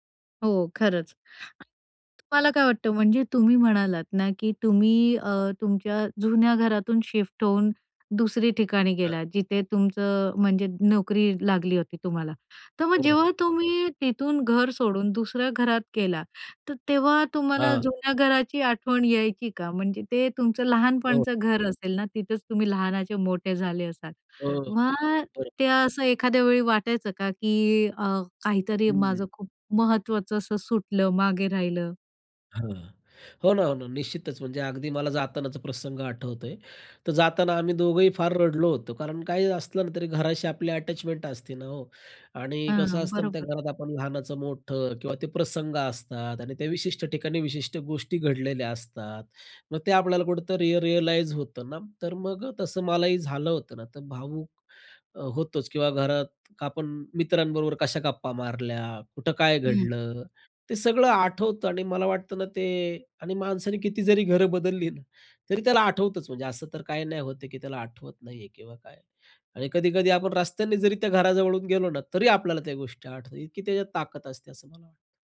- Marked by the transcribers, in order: other background noise; tapping; in English: "रियलाइज"
- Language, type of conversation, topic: Marathi, podcast, तुमच्यासाठी घर म्हणजे नेमकं काय?